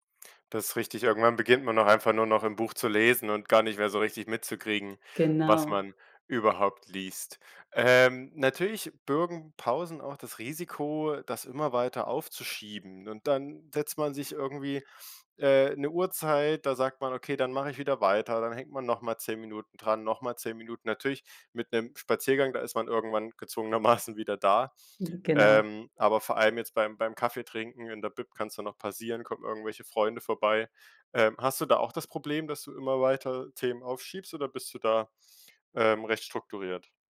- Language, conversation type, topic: German, podcast, Wie gehst du persönlich mit Prüfungsangst um?
- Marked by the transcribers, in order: laughing while speaking: "gezwungenermaßen"